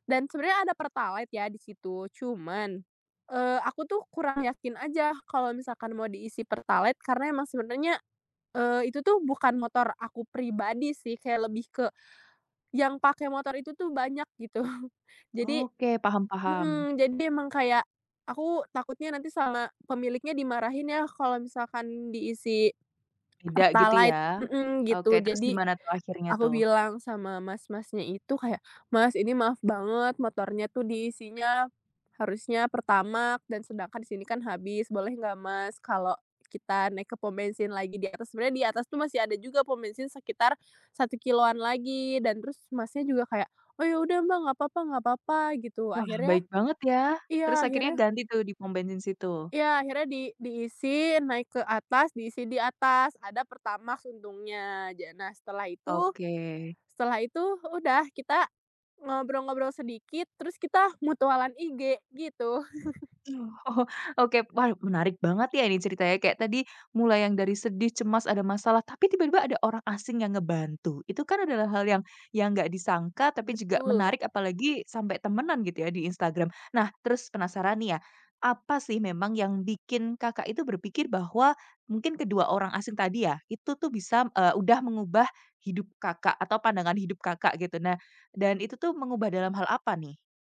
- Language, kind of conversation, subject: Indonesian, podcast, Pernahkah kamu bertemu orang asing yang mengubah pandangan hidupmu, dan bagaimana ceritanya?
- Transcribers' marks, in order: laughing while speaking: "gitu"; laugh; laughing while speaking: "oh"; tapping